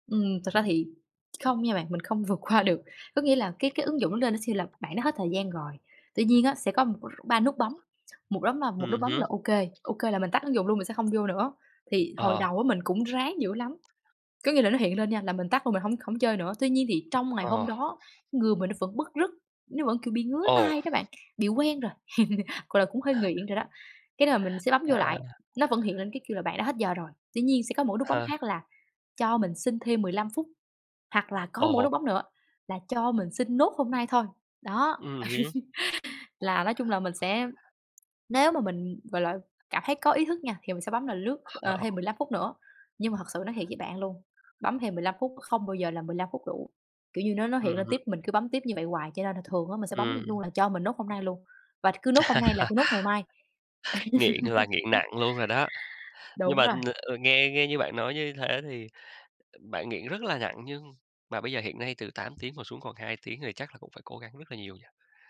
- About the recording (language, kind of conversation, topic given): Vietnamese, podcast, Bạn làm thế nào để ngừng lướt mạng xã hội mãi không dứt?
- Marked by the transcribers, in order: laughing while speaking: "qua"; tapping; other background noise; laugh; laugh; other noise; laugh; laugh